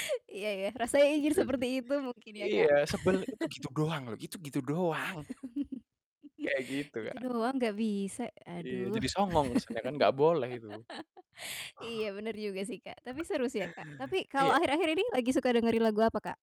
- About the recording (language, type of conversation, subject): Indonesian, podcast, Gimana keluarga memengaruhi selera musikmu?
- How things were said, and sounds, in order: distorted speech; static; laugh; laugh